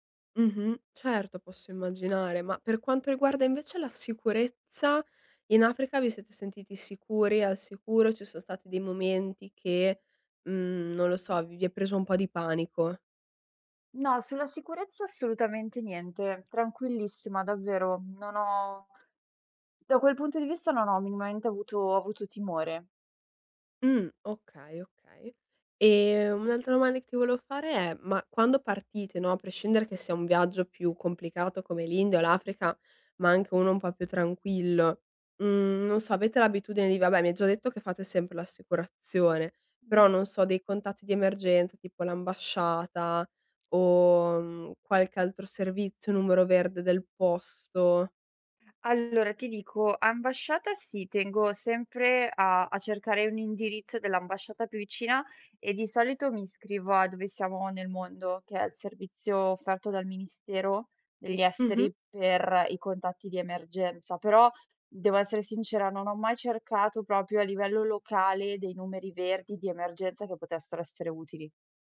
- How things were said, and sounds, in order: other noise; "proprio" said as "propio"
- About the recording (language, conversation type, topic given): Italian, advice, Cosa posso fare se qualcosa va storto durante le mie vacanze all'estero?